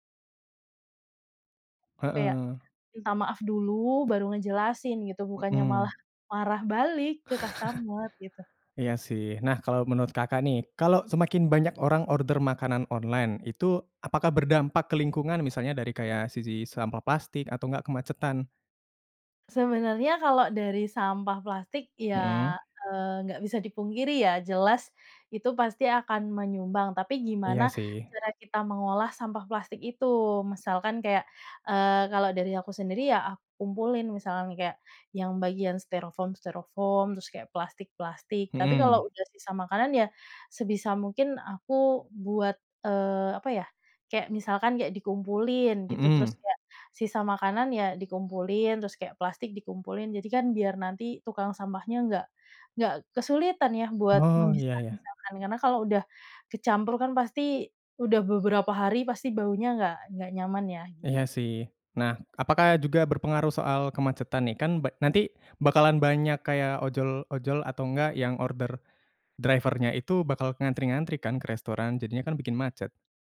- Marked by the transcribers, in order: tapping; chuckle; other background noise; other animal sound; in English: "driver-nya"
- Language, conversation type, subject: Indonesian, podcast, Bagaimana pengalaman kamu memesan makanan lewat aplikasi, dan apa saja hal yang kamu suka serta bikin kesal?
- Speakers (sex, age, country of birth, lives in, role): female, 30-34, Indonesia, Indonesia, guest; male, 20-24, Indonesia, Indonesia, host